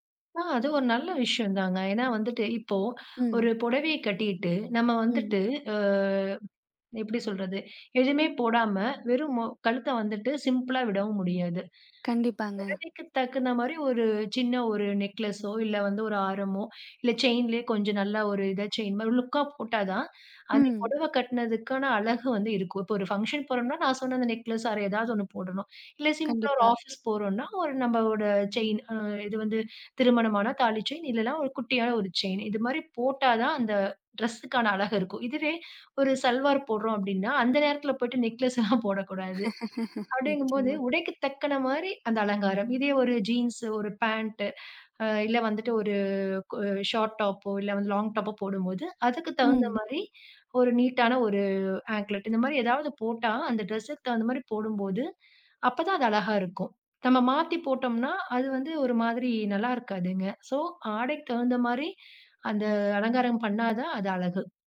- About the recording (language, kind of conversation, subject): Tamil, podcast, உங்கள் ஆடைகள் உங்கள் தன்னம்பிக்கையை எப்படிப் பாதிக்கிறது என்று நீங்கள் நினைக்கிறீர்களா?
- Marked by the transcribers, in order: in English: "சிம்பிளா"; in English: "லுக்கா"; in English: "ஃபங்ஷன்"; in English: "சிம்பிளா"; in English: "ஆஃபீஸ்"; laughing while speaking: "நெக்லஸ்லாம் போடக்கூடாது"; laugh; other background noise; in English: "ஷார்ட் டாப்போ"; in English: "லாங் டாப்போ"; in English: "ஆங்க்லெட்"